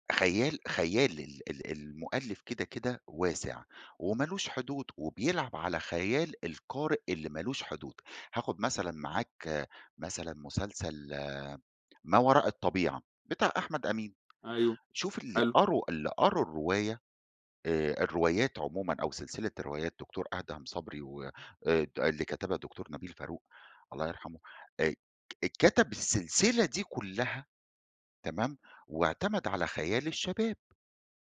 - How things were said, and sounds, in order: other background noise
- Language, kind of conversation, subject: Arabic, podcast, إزاي بتتعامل مع حرق أحداث مسلسل بتحبه؟